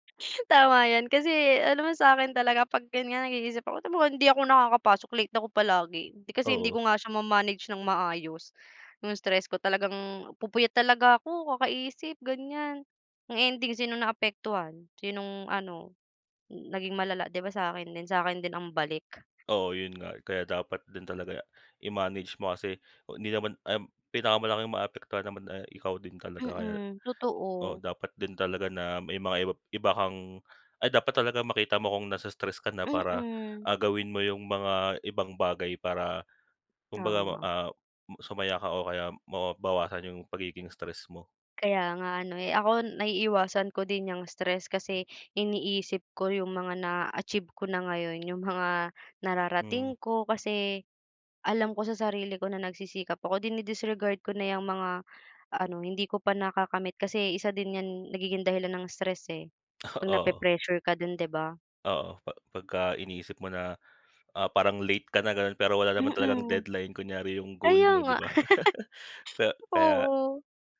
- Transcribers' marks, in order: other background noise; tapping; laugh
- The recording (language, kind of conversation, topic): Filipino, unstructured, Paano mo inilalarawan ang pakiramdam ng stress sa araw-araw?